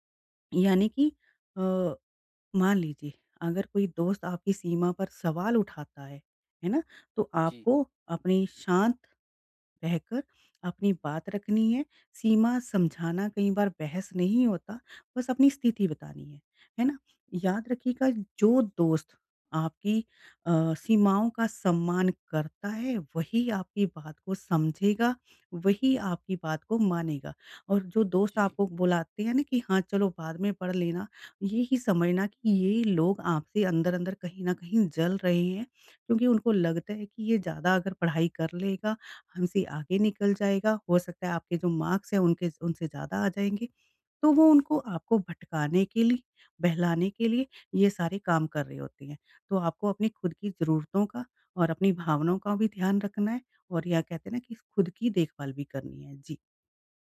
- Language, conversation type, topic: Hindi, advice, दोस्तों के साथ भावनात्मक सीमाएँ कैसे बनाऊँ और उन्हें बनाए कैसे रखूँ?
- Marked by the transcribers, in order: in English: "मार्क्स"